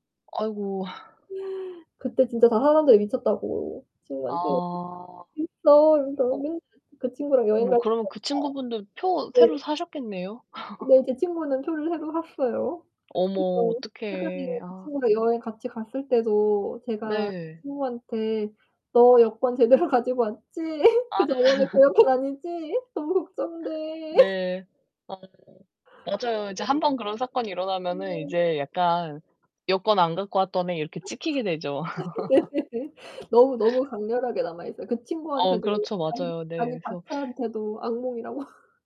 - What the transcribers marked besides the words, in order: laugh; distorted speech; other background noise; laugh; laughing while speaking: "제대로"; laugh; laughing while speaking: "그 여권"; laugh; laugh; laugh; tapping; laugh; laughing while speaking: "네네네"; laugh; laugh
- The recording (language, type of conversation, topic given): Korean, unstructured, 여행 중에 뜻밖의 일을 겪은 적이 있나요?